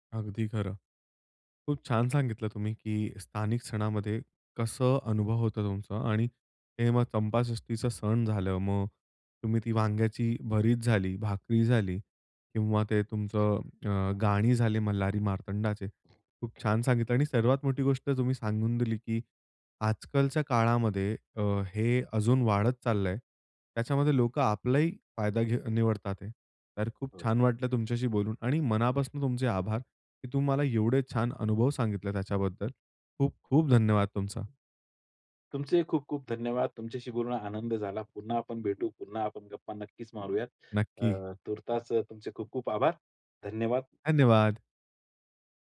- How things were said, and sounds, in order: other background noise; door; tapping
- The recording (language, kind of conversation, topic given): Marathi, podcast, स्थानिक सणातला तुझा आवडता, विसरता न येणारा अनुभव कोणता होता?